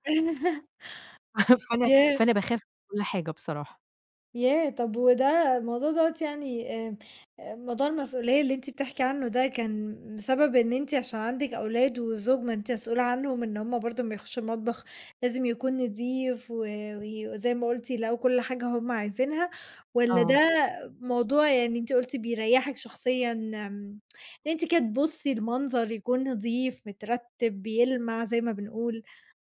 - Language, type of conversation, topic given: Arabic, podcast, ازاي تحافظي على ترتيب المطبخ بعد ما تخلصي طبخ؟
- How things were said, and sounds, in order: laugh